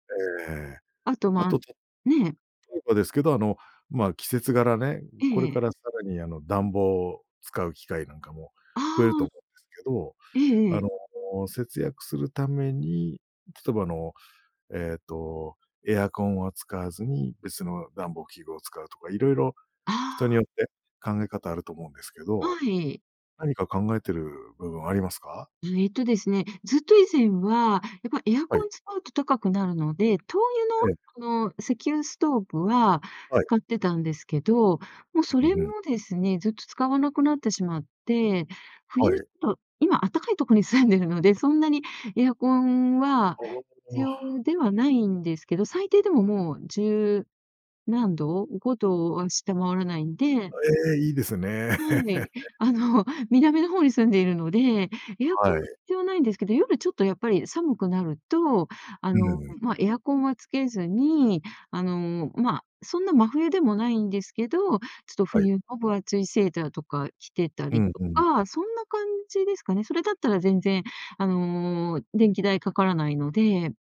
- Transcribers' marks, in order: laugh
- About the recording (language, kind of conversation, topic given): Japanese, podcast, 今のうちに節約する派？それとも今楽しむ派？